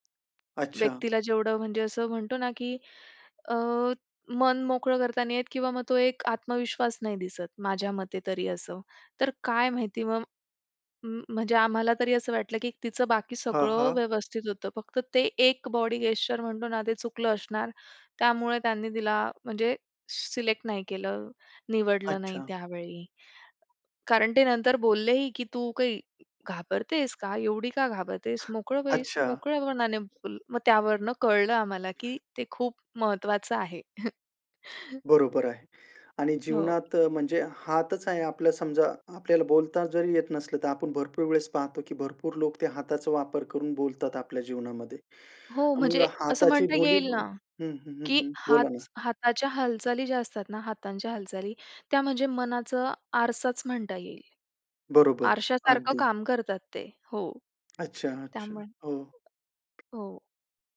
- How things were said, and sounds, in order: tapping; in English: "बॉडी गेस्चर"; other noise; chuckle
- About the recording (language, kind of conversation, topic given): Marathi, podcast, हातांच्या हालचालींचा अर्थ काय असतो?